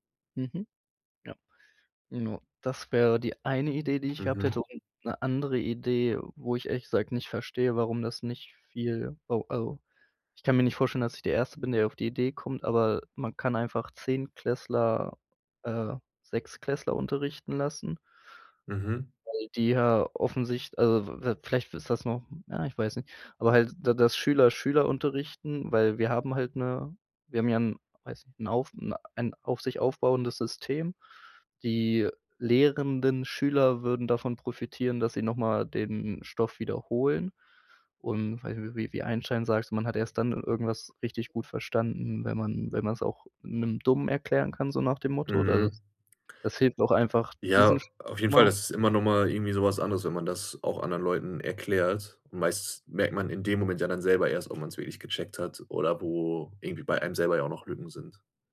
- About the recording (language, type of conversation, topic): German, podcast, Was könnte die Schule im Umgang mit Fehlern besser machen?
- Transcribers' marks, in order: other background noise; unintelligible speech